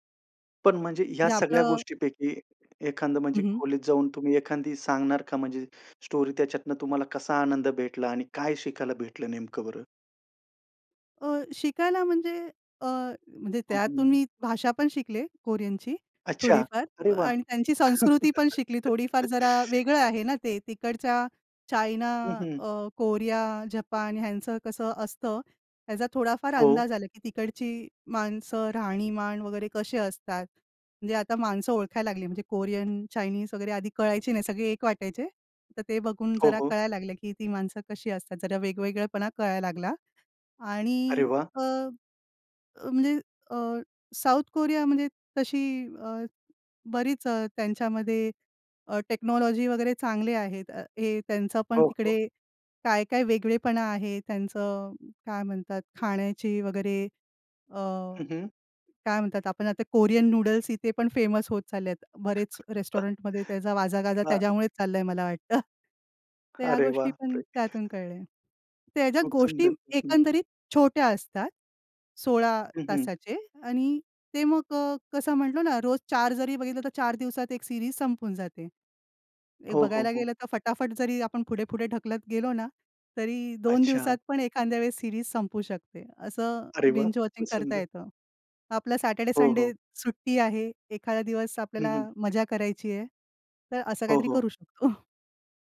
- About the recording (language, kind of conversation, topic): Marathi, podcast, तुम्ही सलग अनेक भाग पाहता का, आणि त्यामागचे कारण काय आहे?
- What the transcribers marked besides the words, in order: tapping; "एखादी" said as "एखांदी"; in English: "स्टोरी"; chuckle; other background noise; in English: "टेक्नॉलॉजी"; other noise; in English: "फेमस"; in English: "रेस्टॉरंटमध्ये"; chuckle; unintelligible speech; chuckle; chuckle; in English: "सीरीज"; in English: "सीरीज"; in English: "बिंज वॉचिंग"; laughing while speaking: "करू शकतो"